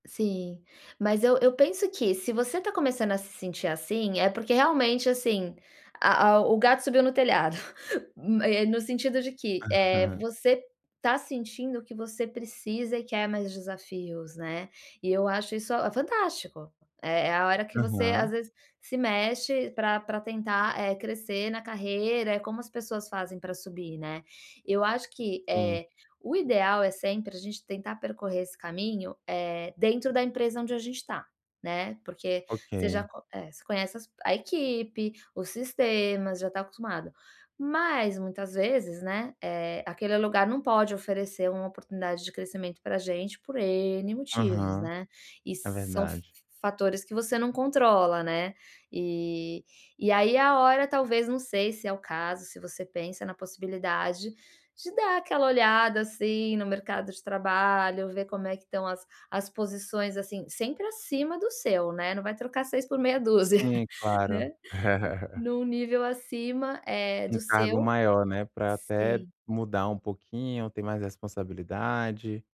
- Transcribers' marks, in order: chuckle; chuckle; tapping
- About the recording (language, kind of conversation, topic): Portuguese, advice, Como posso reconhecer sinais de estagnação profissional?